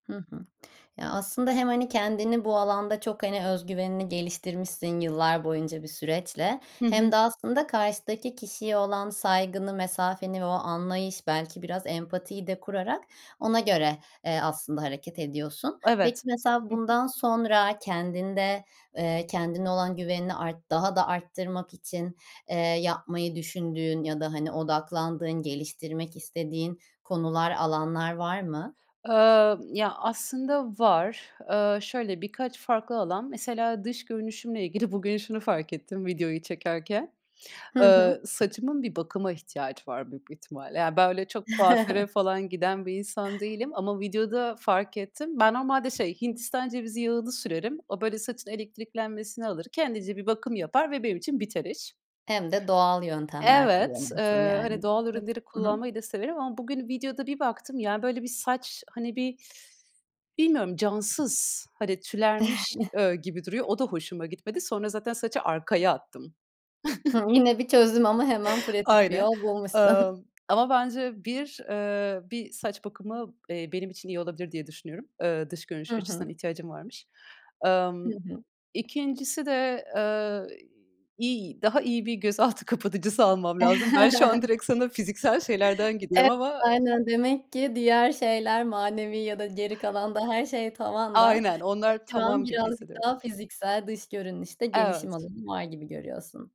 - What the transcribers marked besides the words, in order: other background noise; chuckle; chuckle; giggle; chuckle; chuckle; unintelligible speech
- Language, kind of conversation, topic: Turkish, podcast, Kendine güvenini nasıl inşa ettin ve nereden başladın?